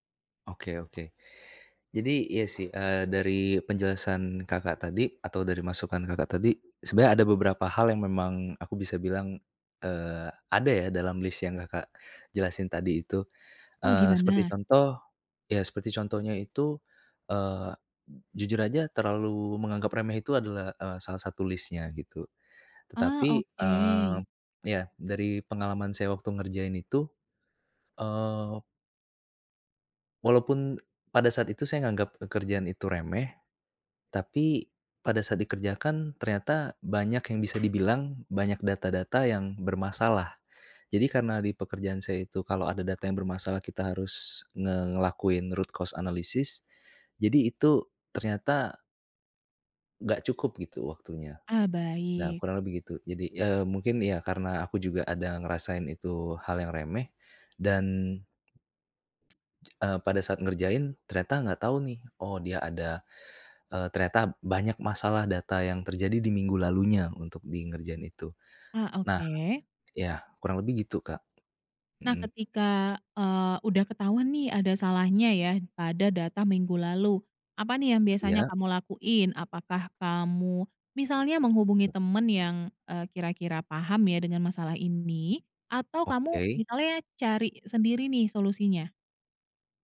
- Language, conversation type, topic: Indonesian, advice, Mengapa saya sulit memulai tugas penting meski tahu itu prioritas?
- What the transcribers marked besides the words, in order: other background noise; in English: "list"; in English: "list-nya"; in English: "root cause analysis"; tapping